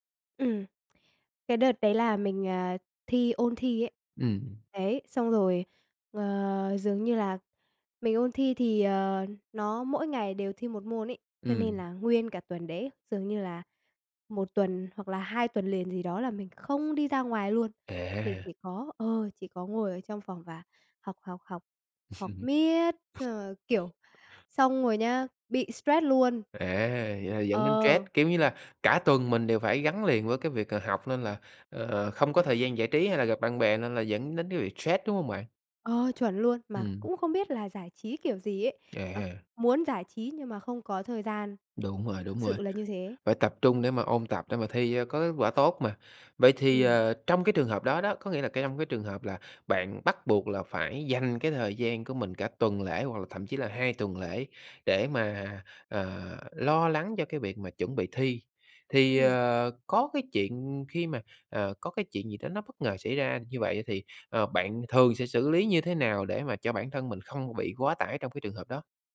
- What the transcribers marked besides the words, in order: laugh; stressed: "dành"
- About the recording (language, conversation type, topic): Vietnamese, podcast, Làm thế nào để bạn cân bằng giữa việc học và cuộc sống cá nhân?